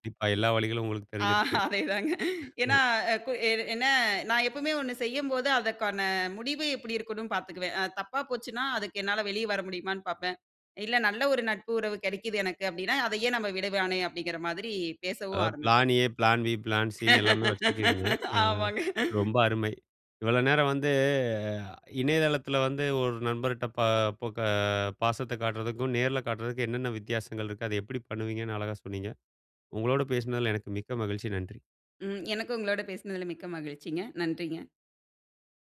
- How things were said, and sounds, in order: laughing while speaking: "ஆ, அதேதாங்க"; chuckle; in English: "பிளான் ஏ, பிளான் பி, பிளான் சின்னு"; laughing while speaking: "ஆமாங்க"; drawn out: "வந்து"
- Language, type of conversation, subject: Tamil, podcast, நேசத்தை நேரில் காட்டுவது, இணையத்தில் காட்டுவதிலிருந்து எப்படி வேறுபடுகிறது?